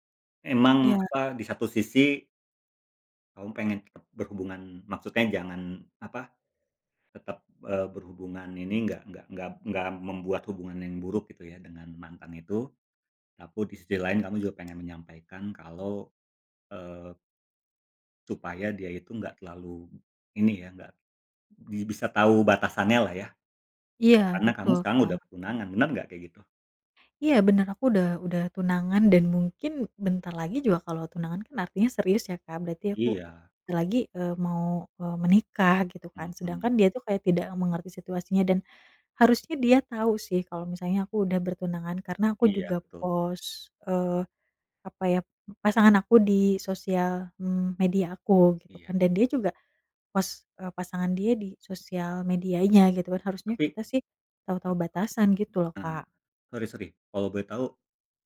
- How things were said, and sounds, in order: "tapi" said as "tapo"
- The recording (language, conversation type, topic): Indonesian, advice, Bagaimana cara menetapkan batas dengan mantan yang masih sering menghubungi Anda?